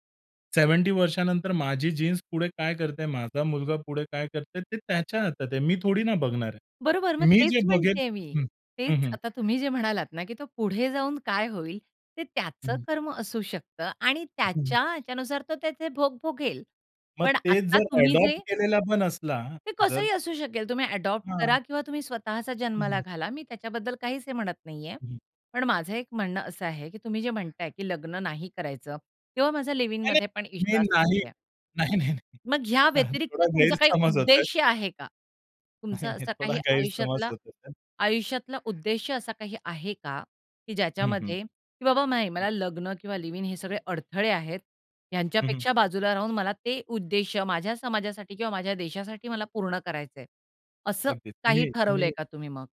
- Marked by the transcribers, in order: in English: "सेव्हेंटी"; tapping; other noise; in English: "लिव्ह-इनमध्ये"; laughing while speaking: "नाही, नाही, नाही"; chuckle; laughing while speaking: "नाही, नाही"; in English: "लिव्ह-इन"
- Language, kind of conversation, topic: Marathi, podcast, लग्न करायचं की स्वतंत्र राहायचं—तुम्ही निर्णय कसा घेता?